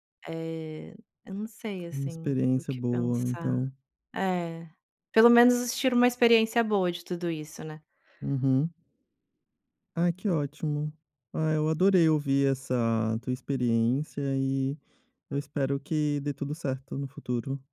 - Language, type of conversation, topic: Portuguese, podcast, Como foi reencontrar alguém depois de muitos anos?
- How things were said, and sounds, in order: other background noise